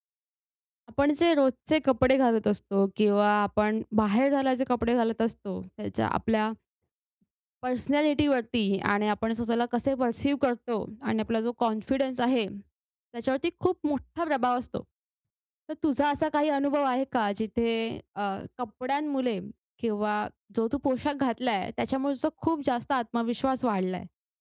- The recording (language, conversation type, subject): Marathi, podcast, कुठले पोशाख तुम्हाला आत्मविश्वास देतात?
- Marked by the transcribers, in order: other background noise; in English: "पर्सनॅलिटी"; in English: "पर्सिव"; in English: "कॉन्फिडन्स"